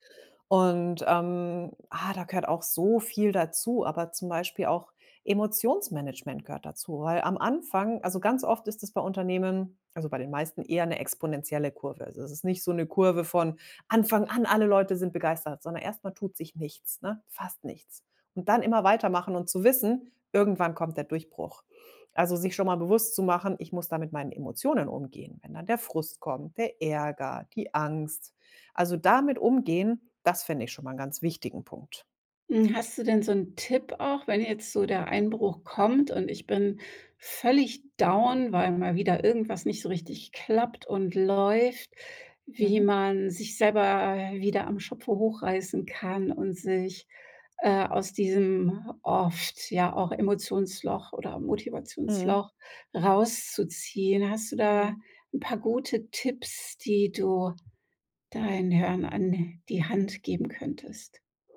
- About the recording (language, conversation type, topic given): German, podcast, Welchen Rat würdest du Anfängerinnen und Anfängern geben, die gerade erst anfangen wollen?
- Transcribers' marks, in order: none